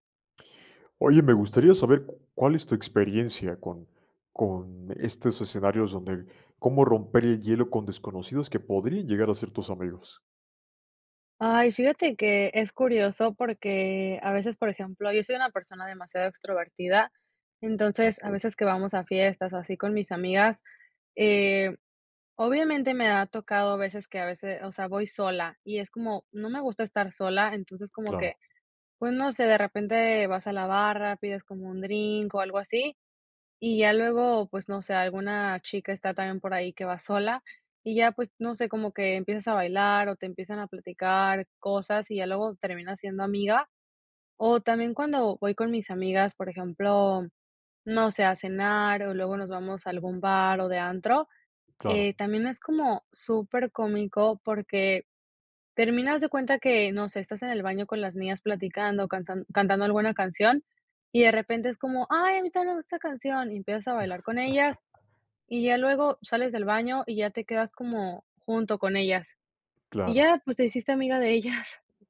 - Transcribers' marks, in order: other background noise; in English: "drink"; chuckle
- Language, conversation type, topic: Spanish, podcast, ¿Cómo rompes el hielo con desconocidos que podrían convertirse en amigos?